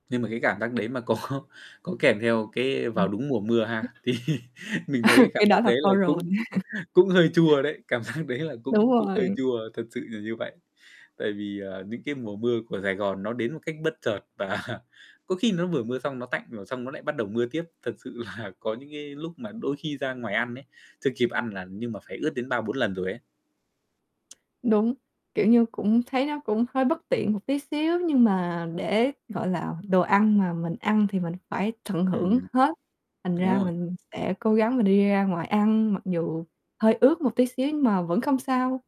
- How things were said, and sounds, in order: laughing while speaking: "có"; static; unintelligible speech; laughing while speaking: "thì"; distorted speech; laugh; tapping; other noise; chuckle; laughing while speaking: "giác"; laughing while speaking: "và"; laughing while speaking: "là"; other background noise
- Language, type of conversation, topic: Vietnamese, podcast, Món ăn đường phố bạn mê nhất là món nào?
- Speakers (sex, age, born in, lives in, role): female, 20-24, Vietnam, Finland, guest; male, 25-29, Vietnam, Vietnam, host